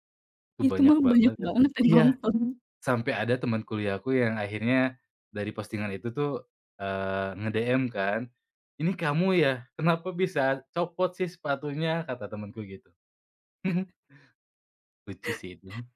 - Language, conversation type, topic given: Indonesian, podcast, Apa momen paling lucu atau paling aneh yang pernah kamu alami saat sedang menjalani hobimu?
- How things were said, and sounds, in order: laughing while speaking: "banyak banget yang nonton"; chuckle; other background noise